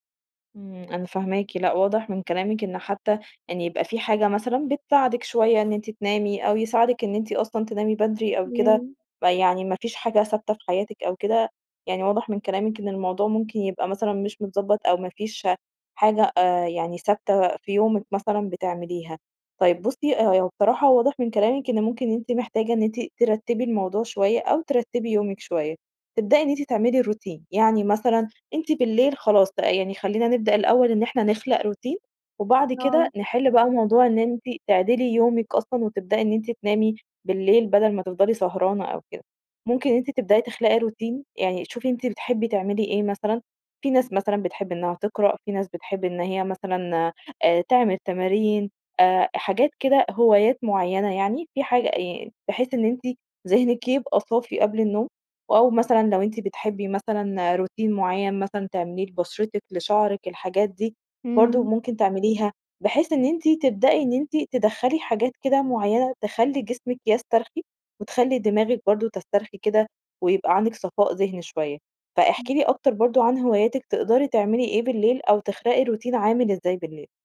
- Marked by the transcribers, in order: none
- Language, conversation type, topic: Arabic, advice, ازاي اقدر انام كويس واثبت على ميعاد نوم منتظم؟